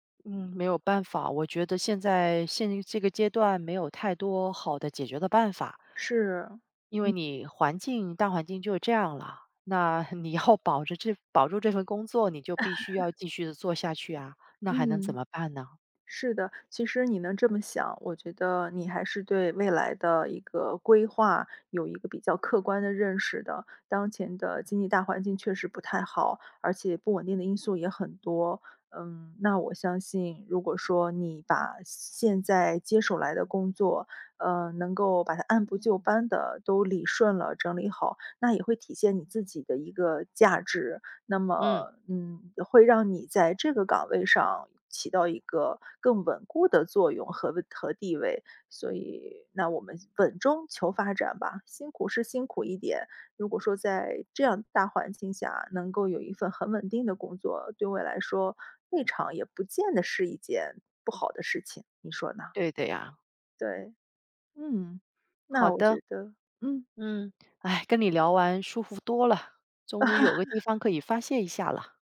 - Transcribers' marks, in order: laughing while speaking: "你要"; laugh; tapping; sigh; chuckle
- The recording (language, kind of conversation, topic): Chinese, advice, 同时处理太多任务导致效率低下时，我该如何更好地安排和完成这些任务？